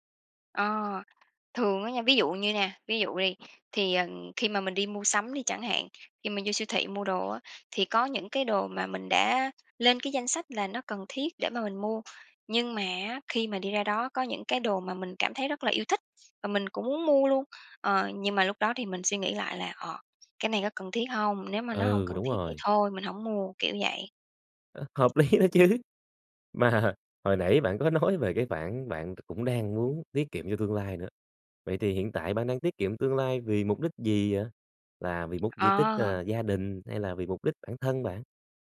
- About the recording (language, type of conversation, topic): Vietnamese, podcast, Bạn cân bằng giữa tiết kiệm và tận hưởng cuộc sống thế nào?
- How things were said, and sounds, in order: other background noise; tapping